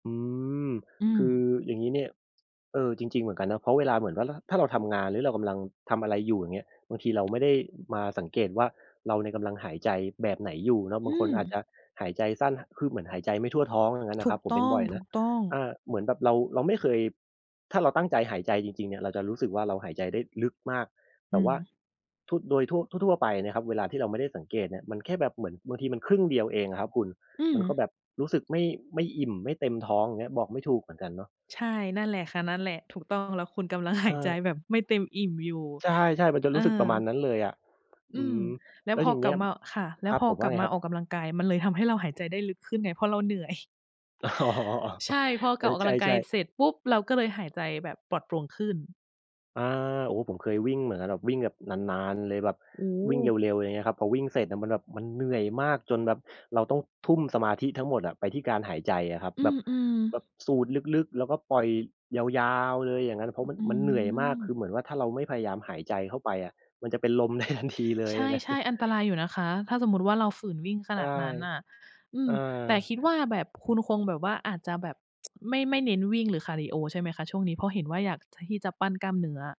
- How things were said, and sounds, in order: other background noise; tapping; laughing while speaking: "อ๋อ"; laughing while speaking: "ได้ทันที"; tsk
- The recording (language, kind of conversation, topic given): Thai, unstructured, คุณคิดว่าการออกกำลังกายช่วยเพิ่มความมั่นใจได้ไหม?